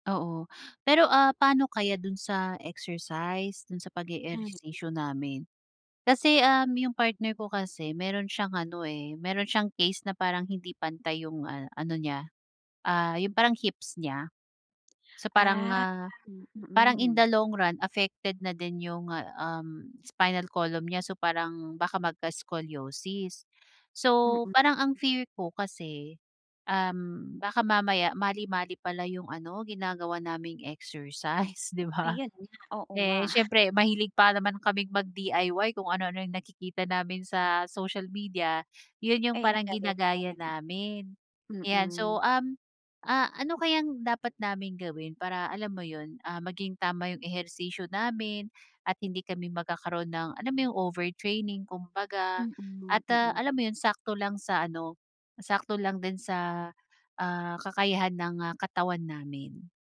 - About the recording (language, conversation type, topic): Filipino, advice, Paano ko mababalanse ang ehersisyo at pahinga sa araw-araw?
- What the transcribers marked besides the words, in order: other background noise; tapping; laughing while speaking: "exercise, di ba?"; snort